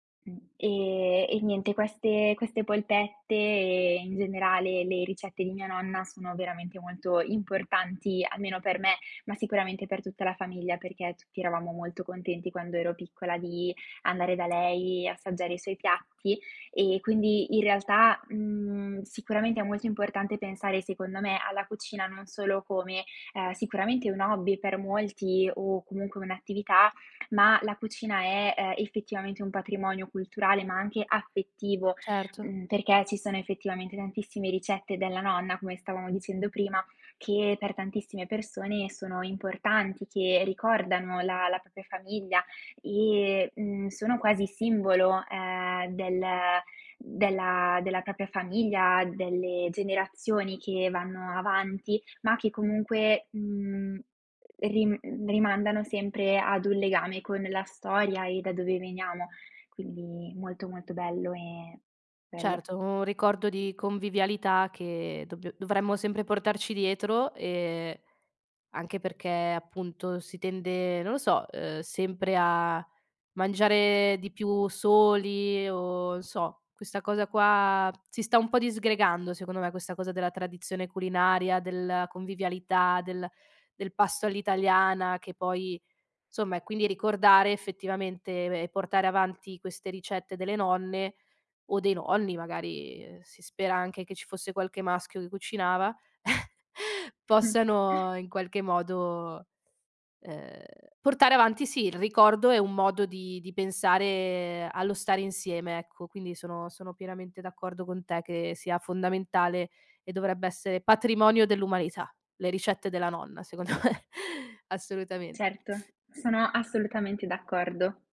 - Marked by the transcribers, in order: other background noise; "propria" said as "propia"; "propria" said as "propia"; "insomma" said as "'nsomma"; chuckle; snort; laughing while speaking: "secondo me"
- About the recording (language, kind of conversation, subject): Italian, podcast, Come gestisci le ricette tramandate di generazione in generazione?
- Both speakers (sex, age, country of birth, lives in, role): female, 20-24, Italy, Italy, guest; female, 30-34, Italy, Italy, host